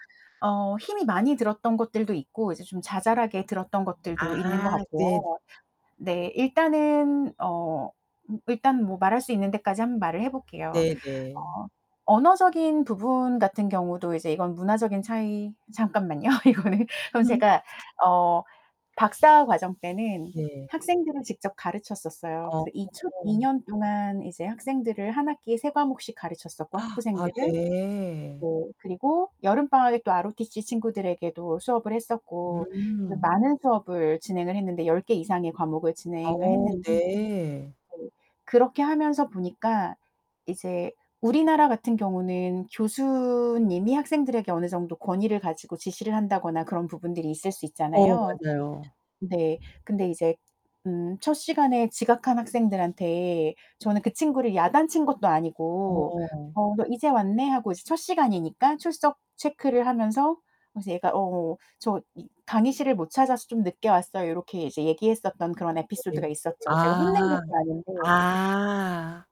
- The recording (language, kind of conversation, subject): Korean, podcast, 학교에서 문화적 차이 때문에 힘들었던 경험이 있으신가요?
- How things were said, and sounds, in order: other background noise; distorted speech; laughing while speaking: "이거는"; tapping; gasp; drawn out: "아"